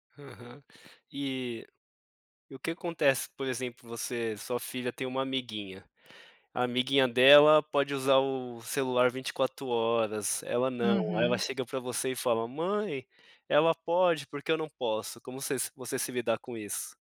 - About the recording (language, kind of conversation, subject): Portuguese, podcast, Como incentivar a autonomia sem deixar de proteger?
- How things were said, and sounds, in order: none